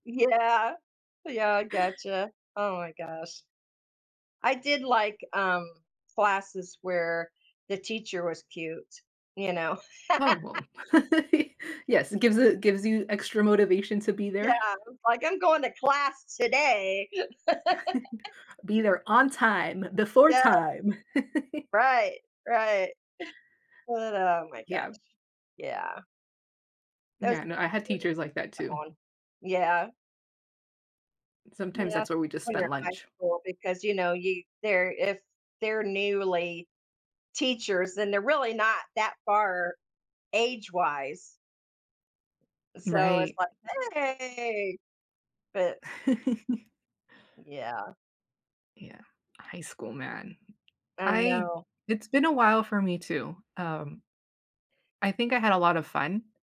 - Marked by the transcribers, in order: chuckle; tapping; laugh; chuckle; laughing while speaking: "Yeah, I was like I'm going to class today"; chuckle; laugh; chuckle; other background noise; unintelligible speech; laugh
- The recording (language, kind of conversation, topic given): English, unstructured, What was your favorite class in school?
- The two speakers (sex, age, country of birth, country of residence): female, 35-39, United States, United States; female, 60-64, United States, United States